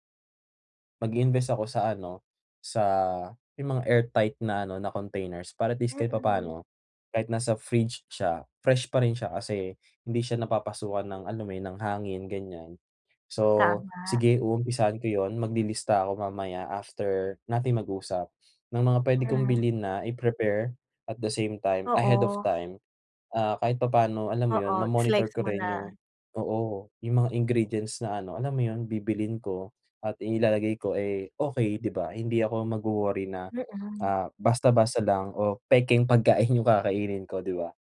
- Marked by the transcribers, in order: in English: "airtight"; other background noise; tapping; in English: "ahead of time"; laughing while speaking: "'yong"
- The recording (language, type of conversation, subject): Filipino, advice, Paano ko mapuputol at maiiwasan ang paulit-ulit na nakasasamang pattern?